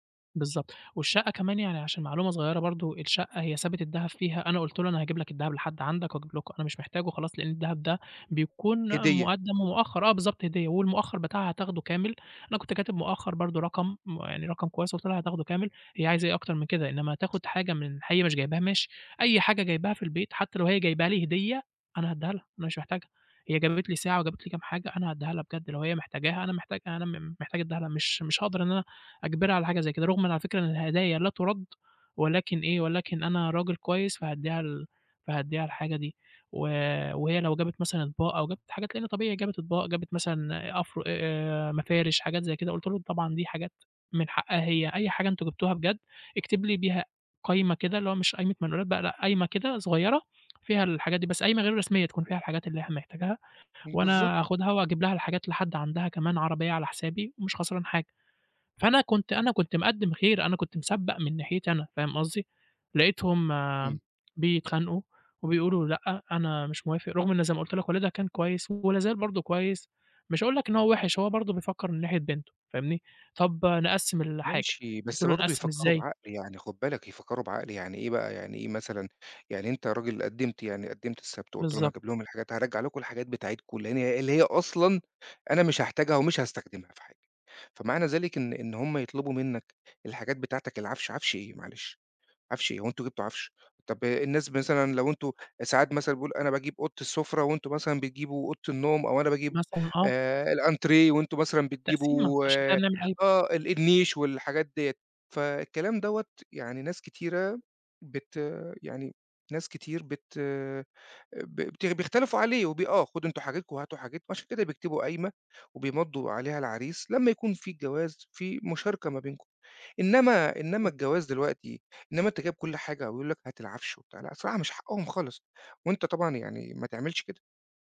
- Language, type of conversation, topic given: Arabic, advice, إزاي نحل الخلاف على تقسيم الحاجات والهدوم بعد الفراق؟
- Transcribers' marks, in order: other background noise